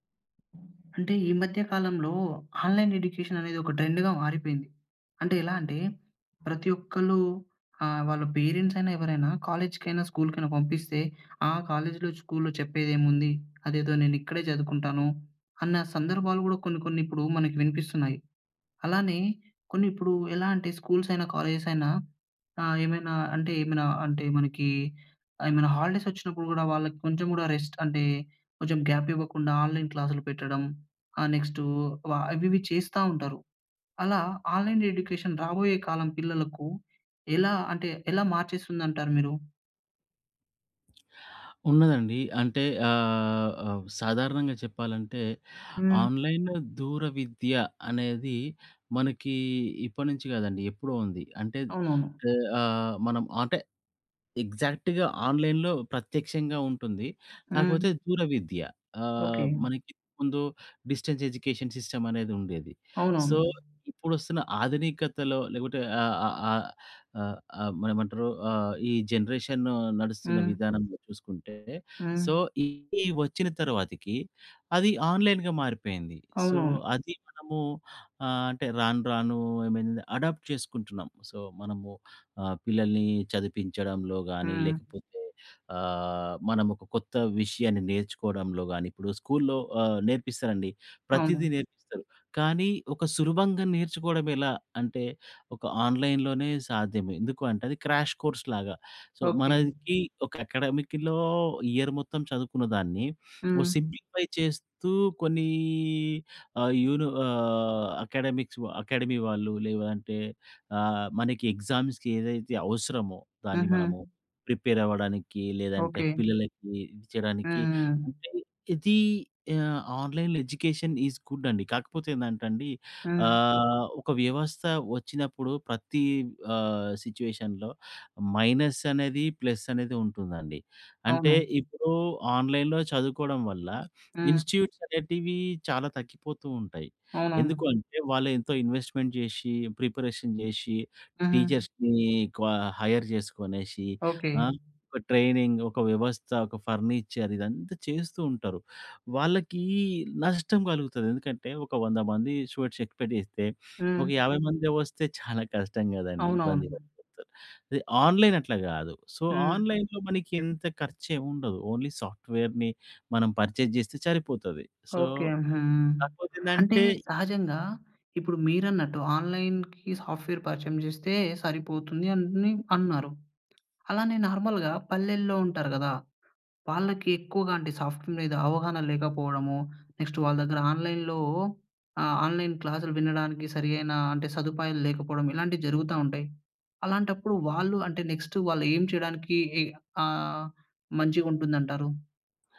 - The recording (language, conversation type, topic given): Telugu, podcast, ఆన్‌లైన్ విద్య రాబోయే కాలంలో పిల్లల విద్యను ఎలా మార్చేస్తుంది?
- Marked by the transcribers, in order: other background noise; in English: "ఆన్లైన్ ఎడ్యుకేషన్"; in English: "ట్రెండ్‌గా"; in English: "పేరెంట్స్"; in English: "కాలేజీలో స్కూల్‌లో"; in English: "స్కూల్స్"; in English: "కాలేజెస్"; in English: "హాలిడేస్"; in English: "రెస్ట్"; in English: "గ్యాప్"; in English: "ఆన్లైన్"; in English: "ఆన్లైన్ ఎడ్యుకేషన్"; lip smack; in English: "ఆన్లైన్"; in English: "ఎగ్జాక్ట్‌గా ఆన్లైన్‌లో"; in English: "డిస్టెన్స్ ఎడ్యుకేషన్ సిస్టమ్"; in English: "సో"; in English: "సో"; in English: "ఆన్లైన్‌గా"; in English: "సో"; in English: "ఐ మీన్ అడాప్ట్"; in English: "సో"; in English: "స్కూల్‌లో"; in English: "ఆన్లైన్‌లోనే"; in English: "క్రాష్ కోర్స్‌లాగా. సో"; in English: "అకాడెమిక్‌లో ఇయర్"; in English: "సింప్లిఫై"; in English: "అకాడెమిక్స్"; in English: "అకాడమీ"; in English: "ఎగ్జామ్స్‌కి"; in English: "ప్రిపేర్"; in English: "ఆన్లైన్ ఎడ్యుకేషన్ ఈస్ గుడ్"; in English: "సిట్యుయేషన్‌లో మైనస్"; in English: "ప్లస్"; in English: "ఆన్లైన్‌లో"; in English: "ఇన్‌స్టి‌ట్యూట్స్"; other noise; in English: "ఇన్వెస్ట్‌మెంట్"; in English: "ప్రిపరేషన్"; in English: "టీచర్స్‌ని"; in English: "హైర్"; in English: "ట్రైనింగ్"; in English: "ఫర్నిచర్"; in English: "స్టూడెంట్స్ ఎక్స్‌పెక్ట్"; unintelligible speech; in English: "ఆన్లైన్"; in English: "సో, ఆన్లైన్‌లో"; in English: "ఓన్లీ సాఫ్ట్‌వే‌ర్‌ని"; in English: "పర్చేజ్"; in English: "సో"; in English: "ఆన్లైన్‌కి సాఫ్ట్‌వేర్"; in English: "నార్మల్‌గా"; in English: "సాఫ్ట్‌వేర్"; in English: "నెక్స్ట్"; in English: "ఆన్లైన్‌లో"; in English: "ఆన్లైన్"; in English: "నెక్స్ట్"